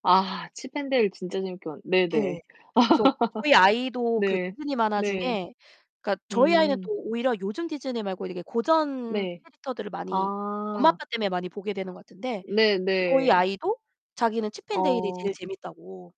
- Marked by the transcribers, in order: laugh
- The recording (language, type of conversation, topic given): Korean, unstructured, 어릴 때 가장 기억에 남았던 만화나 애니메이션은 무엇이었나요?